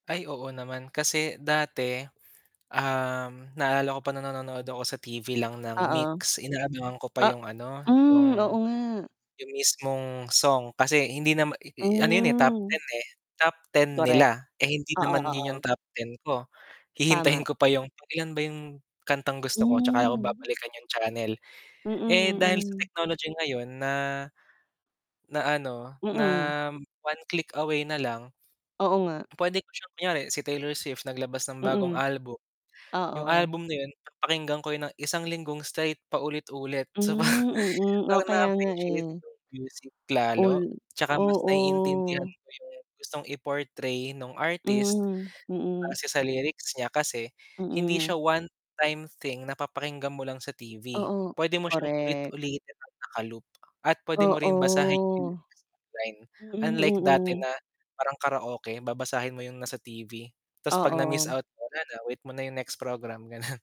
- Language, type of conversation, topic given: Filipino, unstructured, Paano mo nae-enjoy ang musika sa tulong ng teknolohiya?
- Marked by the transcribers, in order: other background noise; static; tapping; in English: "one click away"; distorted speech; laughing while speaking: "parang"